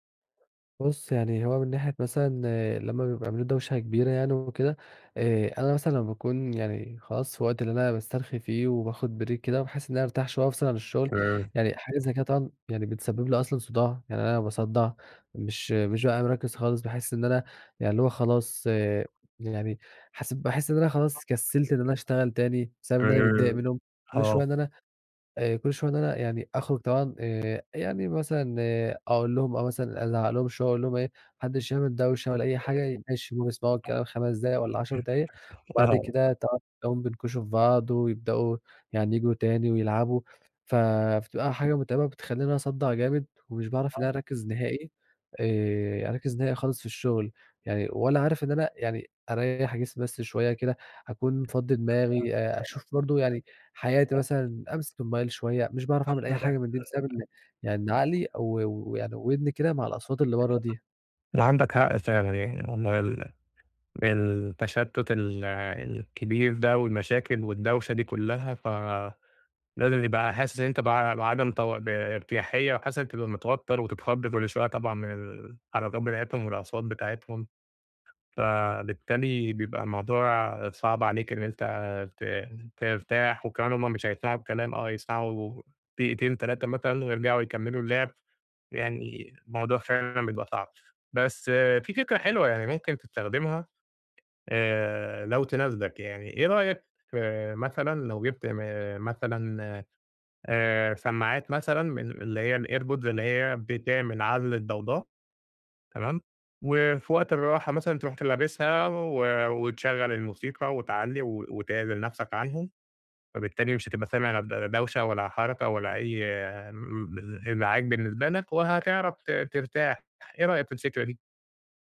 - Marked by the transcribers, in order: in English: "break"; tapping; background speech; laughing while speaking: "آه"; other background noise; in English: "الairpods"
- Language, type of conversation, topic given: Arabic, advice, إزاي أقدر أسترخى في البيت مع الدوشة والمشتتات؟